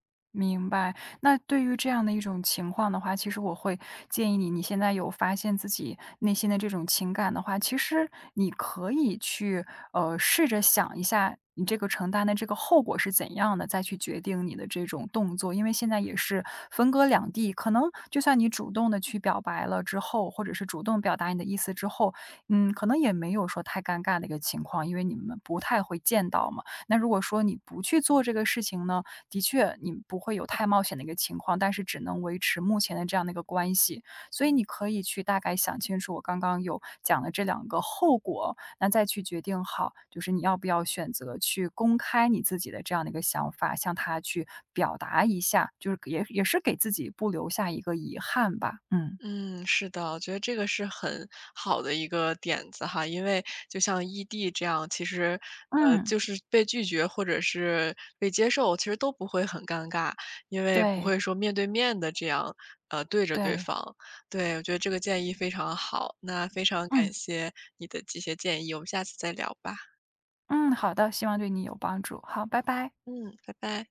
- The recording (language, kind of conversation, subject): Chinese, advice, 我害怕表白会破坏友谊，该怎么办？
- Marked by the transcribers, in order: other background noise